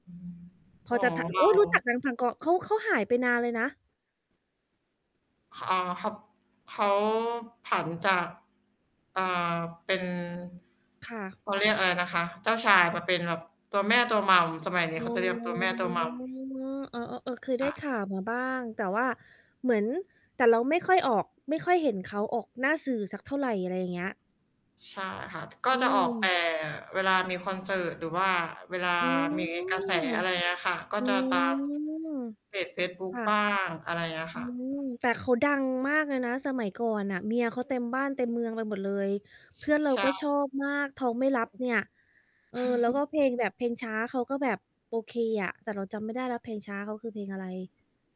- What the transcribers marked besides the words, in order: mechanical hum; "พันกร" said as "พังกอง"; drawn out: "อ๋อ"; distorted speech; drawn out: "อืม อืม"; other background noise; chuckle
- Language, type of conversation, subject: Thai, unstructured, เพลงที่คุณฟังบ่อยๆ ช่วยเปลี่ยนอารมณ์และความรู้สึกของคุณอย่างไรบ้าง?